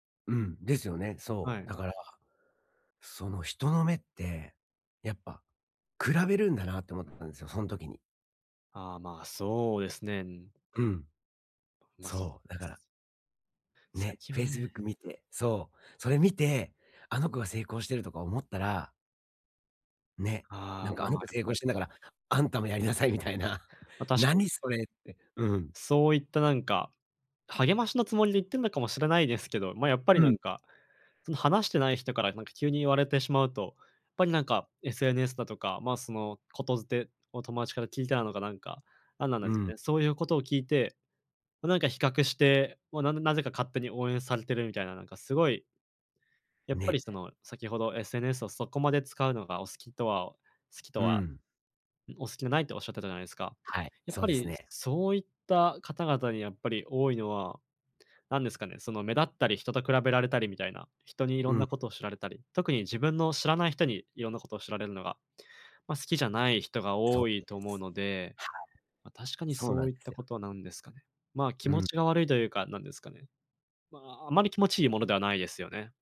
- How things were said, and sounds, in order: other noise
- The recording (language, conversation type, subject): Japanese, advice, 同年代と比べて焦ってしまうとき、どうすれば落ち着いて自分のペースで進めますか？